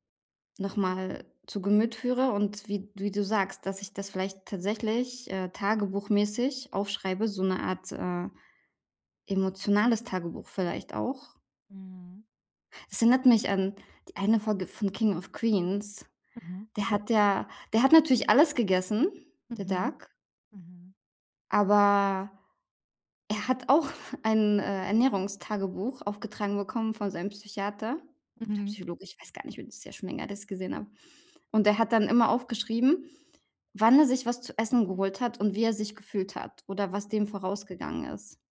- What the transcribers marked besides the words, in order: laughing while speaking: "auch"
- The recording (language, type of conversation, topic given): German, advice, Wie kann ich meinen Zucker- und Koffeinkonsum reduzieren?